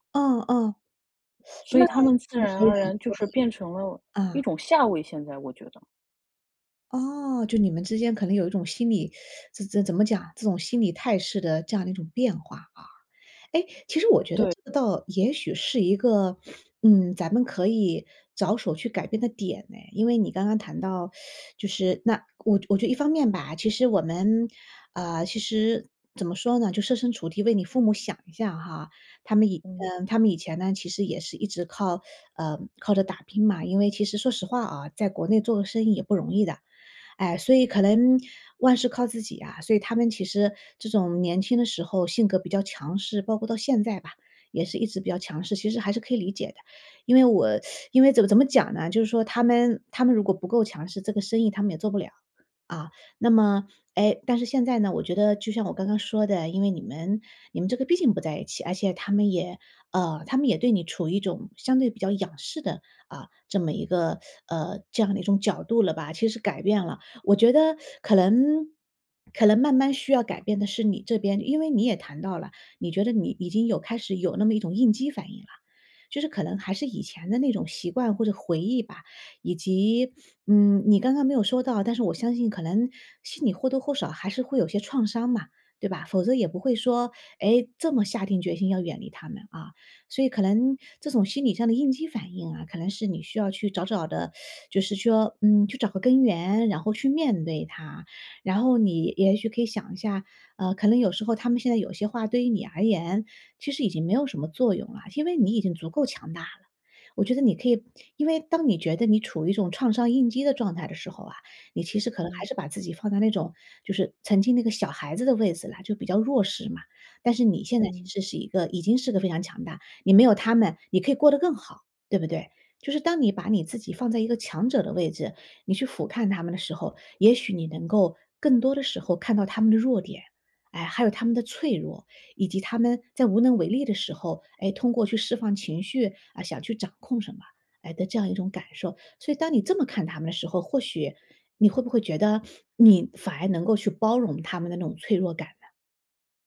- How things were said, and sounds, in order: teeth sucking; teeth sucking; teeth sucking; teeth sucking; teeth sucking; "能" said as "楞"; "能" said as "楞"; "能" said as "楞"; "能" said as "楞"; "能" said as "楞"; teeth sucking
- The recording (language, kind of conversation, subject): Chinese, advice, 情绪触发与行为循环